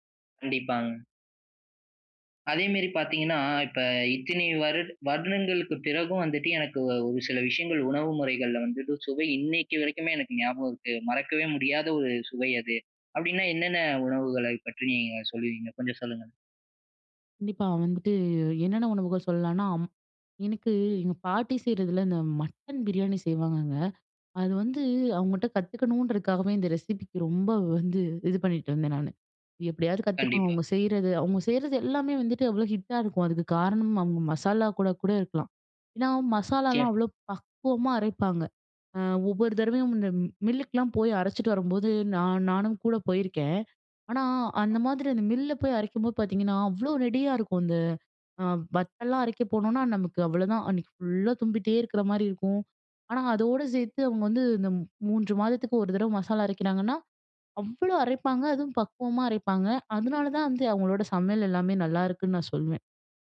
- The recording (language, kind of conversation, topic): Tamil, podcast, உங்கள் ஊரில் உங்களால் மறக்க முடியாத உள்ளூர் உணவு அனுபவம் எது?
- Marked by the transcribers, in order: in English: "ரெசிப்பிக்கு"; in English: "ஹிட்டா"; in English: "மில்லுக்கெல்லாம்"; in English: "மில்ல"; in English: "ஃபுல்லா"